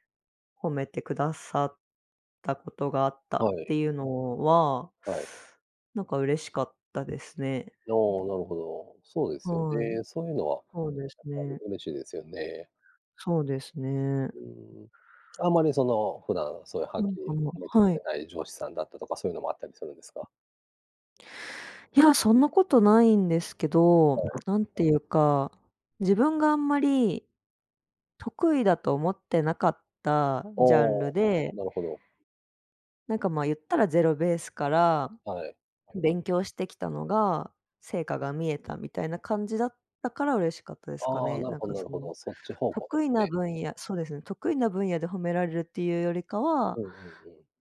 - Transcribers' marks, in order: other noise; other background noise
- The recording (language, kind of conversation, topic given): Japanese, unstructured, 仕事で一番嬉しかった経験は何ですか？